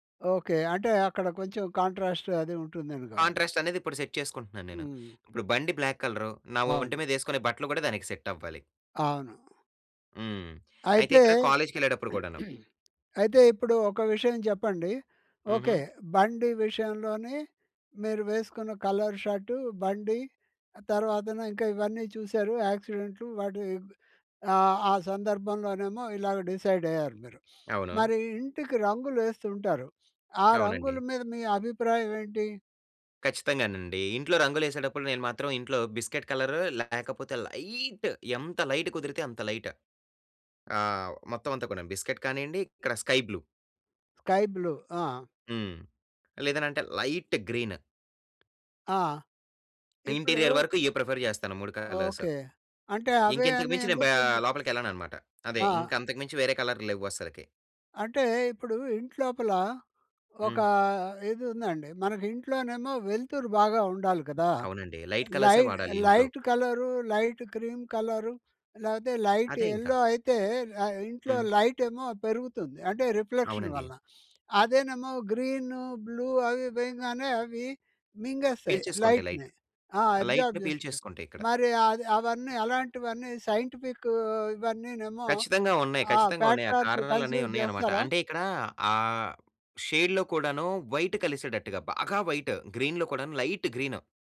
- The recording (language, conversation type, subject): Telugu, podcast, రంగులు మీ వ్యక్తిత్వాన్ని ఎలా వెల్లడిస్తాయనుకుంటారు?
- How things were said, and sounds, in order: in English: "కాంట్రాస్ట్"; in English: "కాంట్రాస్ట్"; in English: "సెట్"; in English: "బ్లాక్"; in English: "సెట్"; throat clearing; in English: "కలర్"; other background noise; sniff; in English: "లైట్"; stressed: "లైట్"; in English: "లైట్"; in English: "లైట్"; in English: "స్కై బ్లూ"; in English: "స్కై బ్లూ"; in English: "లైట్ గ్రీన్"; stressed: "లైట్"; tapping; in English: "ఇంటీరియర్"; in English: "ప్రిఫర్"; in English: "కలర్స్"; in English: "లై లైట్"; in English: "లైట్"; in English: "లైట్ క్రీమ్"; in English: "లైట్ యెల్లో"; in English: "రిఫ్లెక్షన్"; in English: "బ్లూ"; in English: "లైట్‍ని"; in English: "అబ్జార్బ్"; in English: "లైట్. లైట్‌ని"; in English: "సైంటిఫిక్"; in English: "ఫ్యాక్టార్స్ కన్సిడర్"; in English: "షేడ్‌లో"; in English: "వైట్"; stressed: "బాగా"; in English: "వైట్. గ్రీన్‌లో"; in English: "లైట్"; stressed: "లైట్"